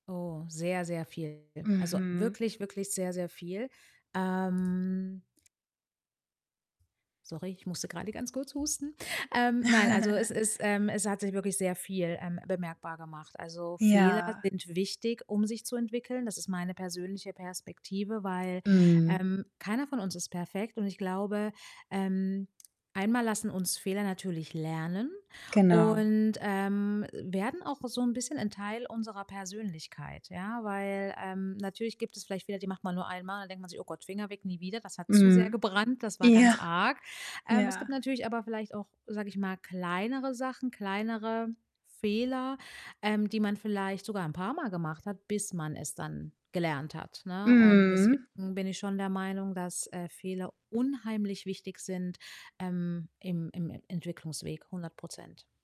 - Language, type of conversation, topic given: German, podcast, Welche Rolle spielen Fehler auf deinem Entwicklungsweg?
- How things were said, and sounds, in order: distorted speech; other background noise; drawn out: "ähm"; chuckle; static; laughing while speaking: "Ja"